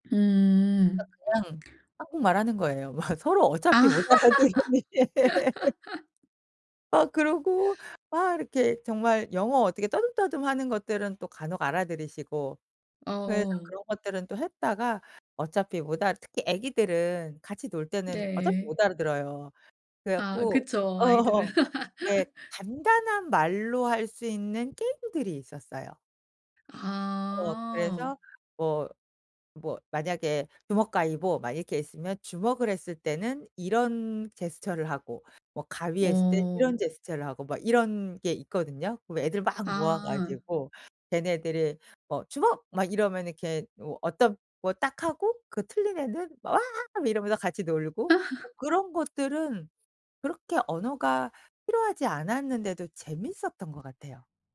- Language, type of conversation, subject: Korean, podcast, 여행 중에 현지인 집에 초대받은 적이 있으신가요?
- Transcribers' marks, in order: laughing while speaking: "서로 어차피 못 알아들으니"; laugh; tapping; laugh; laugh; other background noise; put-on voice: "와!"; laugh